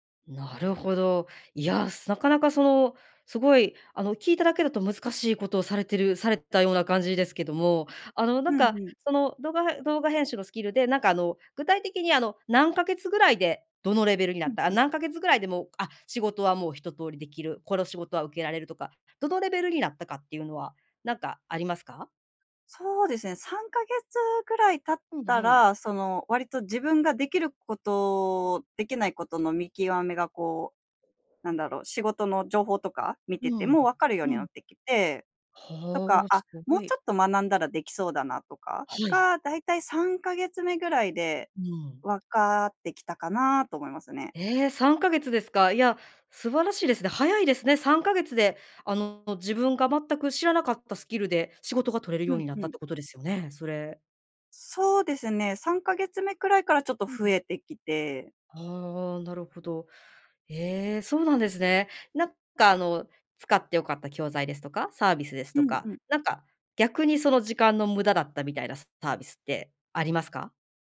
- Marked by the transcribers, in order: none
- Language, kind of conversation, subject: Japanese, podcast, スキルをゼロから学び直した経験を教えてくれますか？